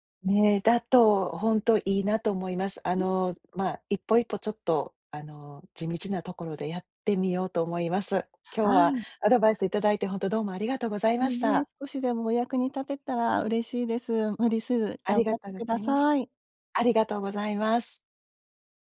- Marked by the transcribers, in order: other background noise
- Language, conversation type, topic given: Japanese, advice, 関係を壊さずに相手に改善を促すフィードバックはどのように伝えればよいですか？